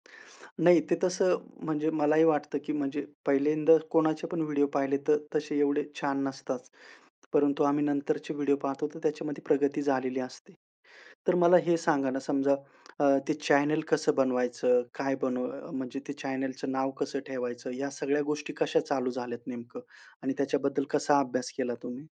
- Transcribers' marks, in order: "नसतातच" said as "नसताच"; "झाल्या" said as "झाल्यात"
- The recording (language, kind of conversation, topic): Marathi, podcast, तुमची आवडती सर्जनशील हौस कोणती आहे आणि तिच्याबद्दल थोडं सांगाल का?